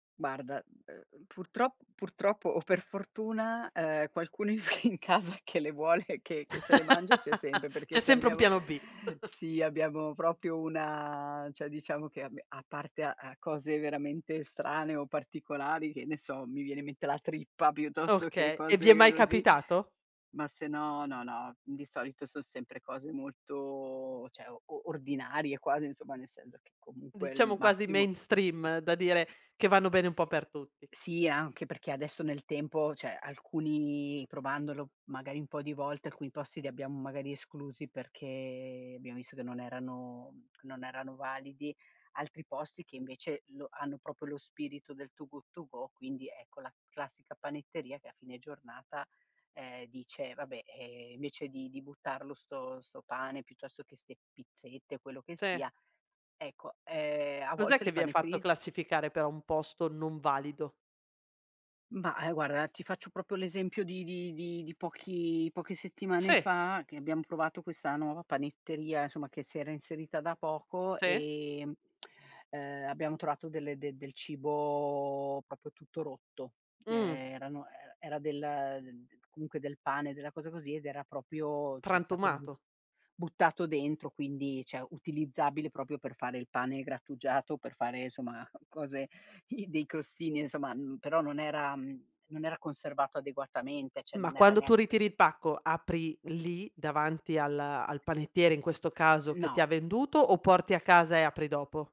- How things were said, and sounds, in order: "Guarda" said as "Barda"; chuckle; laughing while speaking: "in casa che le vuole"; laugh; chuckle; "proprio" said as "propio"; "cioè" said as "ceh"; in English: "mainstream"; "cioè" said as "ceh"; "proprio" said as "propo"; "proprio" said as "propo"; lip smack; "proprio" said as "propio"; "proprio" said as "propio"; "cioè" said as "ceh"; "cioè" said as "ceh"; "proprio" said as "propio"; chuckle; laughing while speaking: "i"; "cioè" said as "ceh"; unintelligible speech
- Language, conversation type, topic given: Italian, podcast, Hai qualche trucco per ridurre gli sprechi alimentari?